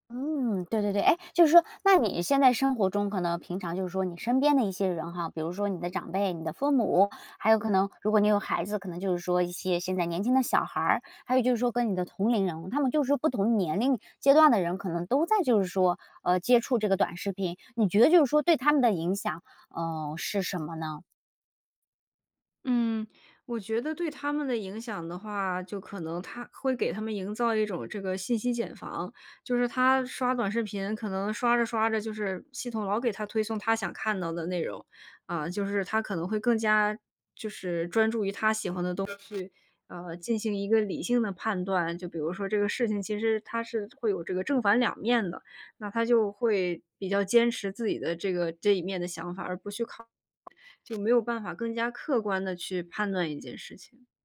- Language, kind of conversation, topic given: Chinese, podcast, 短视频是否改变了人们的注意力，你怎么看？
- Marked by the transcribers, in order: other background noise